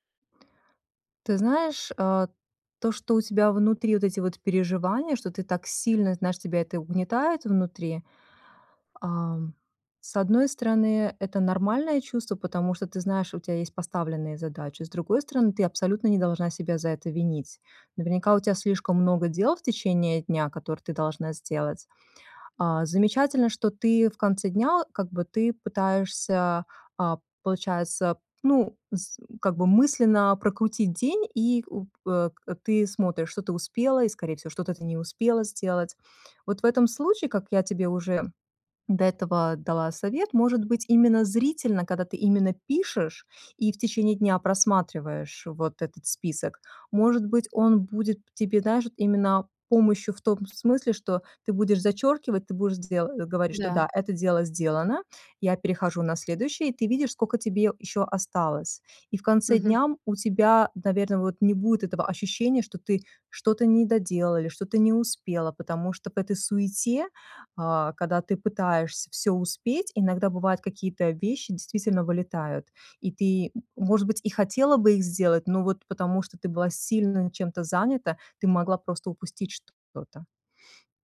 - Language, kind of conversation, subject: Russian, advice, Как у вас проявляется привычка часто переключаться между задачами и терять фокус?
- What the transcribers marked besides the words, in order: none